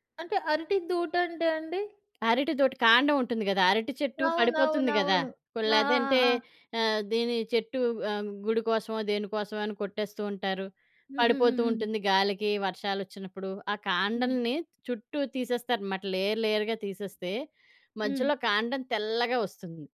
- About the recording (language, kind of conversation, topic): Telugu, podcast, మీ వంటల జాబితాలో తరతరాలుగా కొనసాగుతూ వస్తున్న ప్రత్యేక వంటకం ఏది?
- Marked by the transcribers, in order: tapping; in English: "లేయర్ లేయర్‌గా"